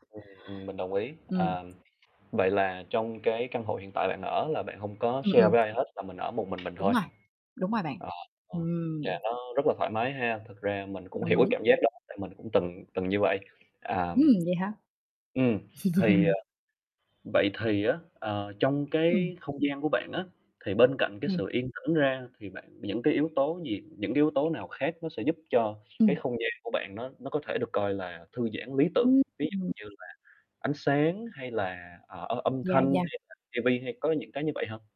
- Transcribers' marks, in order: static; in English: "share"; tapping; distorted speech; other background noise; chuckle
- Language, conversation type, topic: Vietnamese, podcast, Bạn thường làm gì để tạo một không gian thư giãn ngay tại nhà?